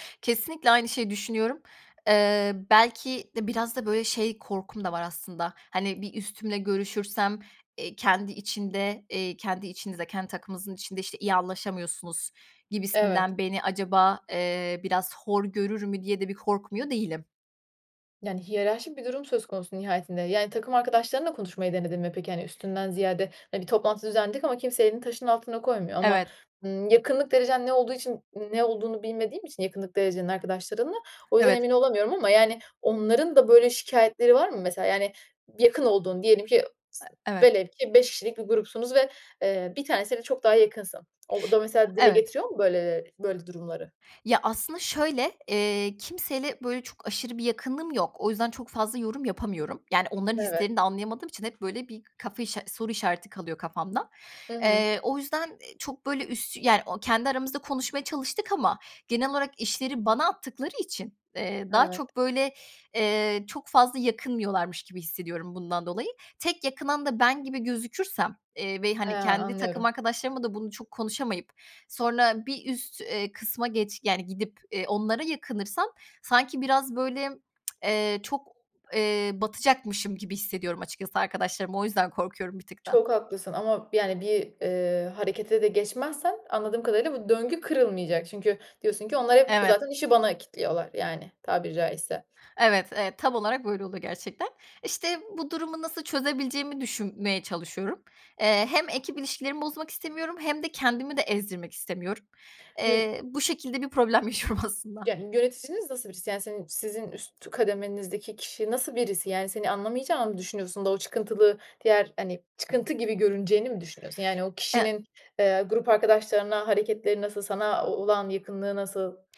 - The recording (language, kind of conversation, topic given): Turkish, advice, İş arkadaşlarınızla görev paylaşımı konusunda yaşadığınız anlaşmazlık nedir?
- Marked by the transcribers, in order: other background noise; tapping; other noise; tsk; unintelligible speech; laughing while speaking: "problem yaşıyorum aslında"; unintelligible speech